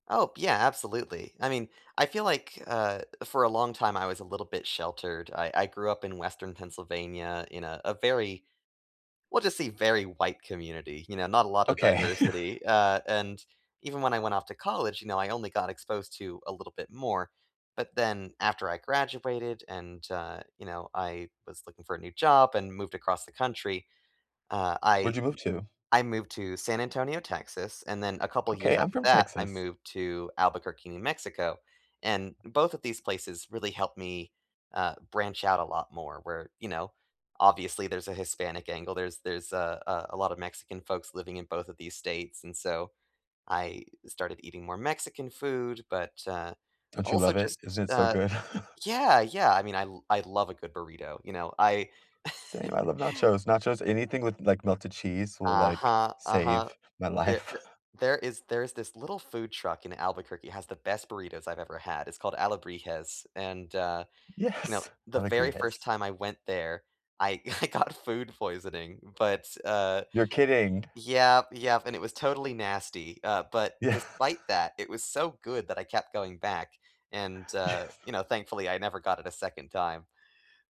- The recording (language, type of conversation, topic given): English, unstructured, What is your favorite way to learn about a new culture?
- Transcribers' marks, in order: chuckle; chuckle; laugh; chuckle; laughing while speaking: "I"; laughing while speaking: "Yeah"; laughing while speaking: "Yes"